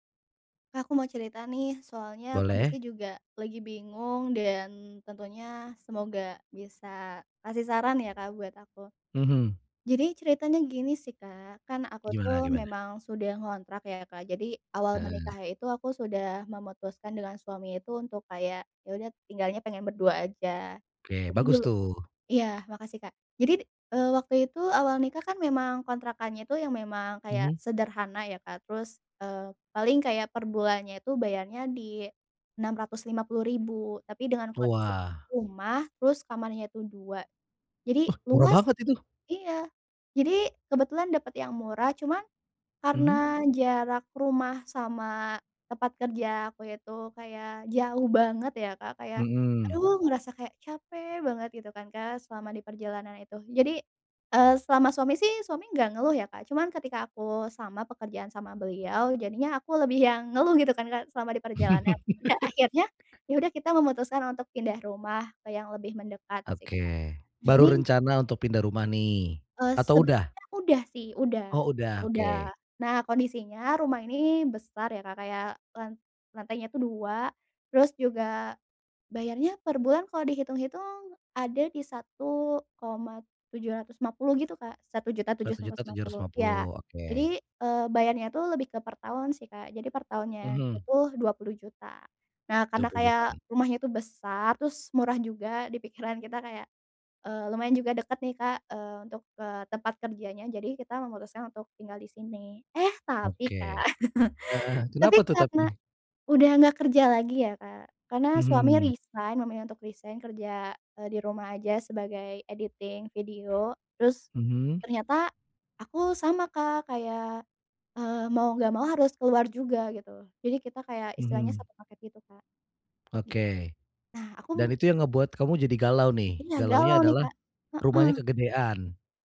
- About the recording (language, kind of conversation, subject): Indonesian, advice, Bagaimana cara membuat anggaran pindah rumah yang realistis?
- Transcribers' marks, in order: laugh; stressed: "Eh"; chuckle; in English: "editing video"